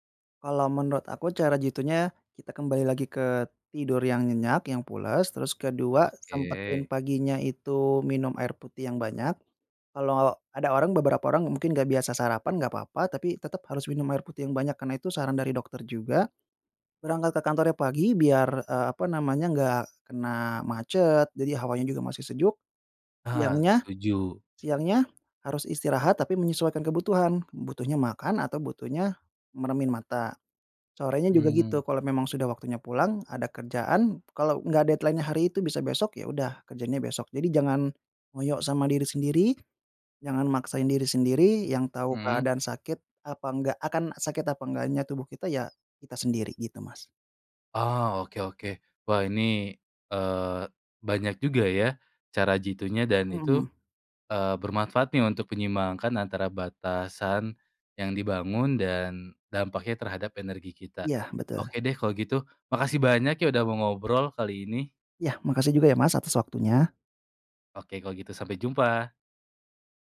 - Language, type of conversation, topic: Indonesian, podcast, Bagaimana cara kamu menetapkan batas agar tidak kehabisan energi?
- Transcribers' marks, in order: other background noise; in English: "deadline-nya"